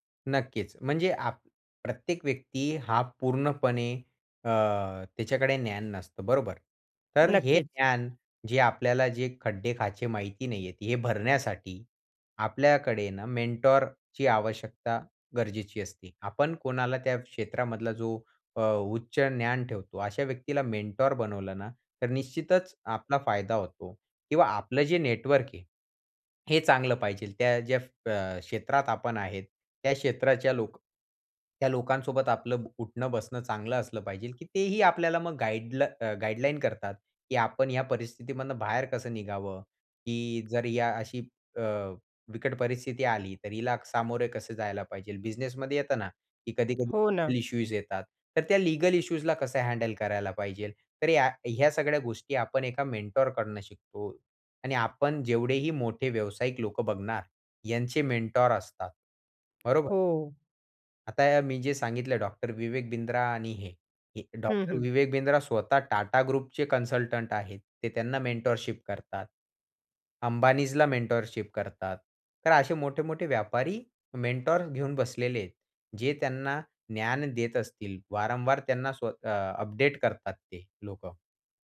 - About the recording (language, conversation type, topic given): Marathi, podcast, नवीन क्षेत्रात उतरताना ज्ञान कसं मिळवलंत?
- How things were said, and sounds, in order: tapping; in English: "मेंटॉरची"; in English: "मेंटॉर"; "पाहिजे" said as "पाहिजेल"; "पाहिजे" said as "पाहिजेल"; "पाहिजे" said as "पाहिजेल"; in English: "लीगल इश्यूज"; in English: "लीगल इश्यूजला"; "पाहिजे" said as "पाहिजेल"; in English: "मेंटॉरकढणं"; in English: "मेंटॉर"; in English: "ग्रुपचे कन्सल्टंट"; in English: "मेंटॉरशिप"; in English: "मेंटॉरशिप"; in English: "मेंटॉर्स"